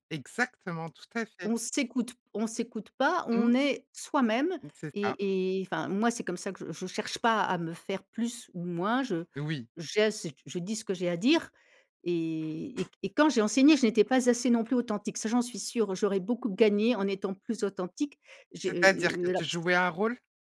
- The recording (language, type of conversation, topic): French, podcast, Comment ton identité créative a-t-elle commencé ?
- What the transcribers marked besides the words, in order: other background noise